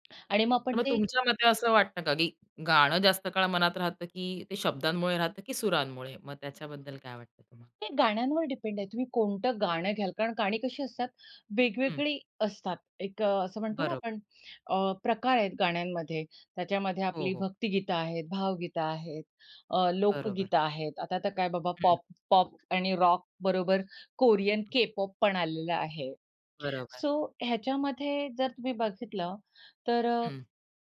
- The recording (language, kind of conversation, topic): Marathi, podcast, गाण्यात शब्द जास्त महत्त्वाचे असतात की सूर?
- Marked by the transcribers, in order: other background noise; tapping; in English: "के-पॉप"